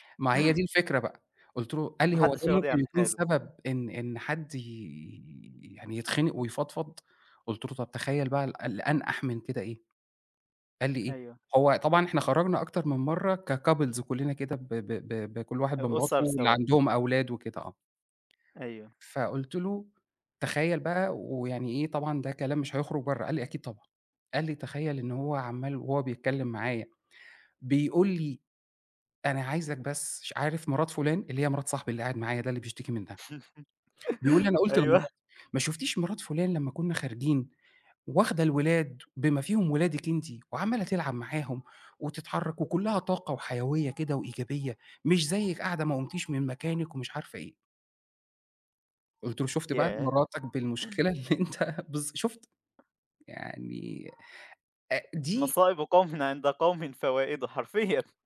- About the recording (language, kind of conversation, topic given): Arabic, podcast, إزاي تقدر توازن بين إنك تسمع كويس وإنك تدي نصيحة من غير ما تفرضها؟
- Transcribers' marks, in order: other background noise; in English: "كcouples"; chuckle; laughing while speaking: "أيوه"; background speech; dog barking; laughing while speaking: "اللي أنت"; tapping; laughing while speaking: "حرفيًا"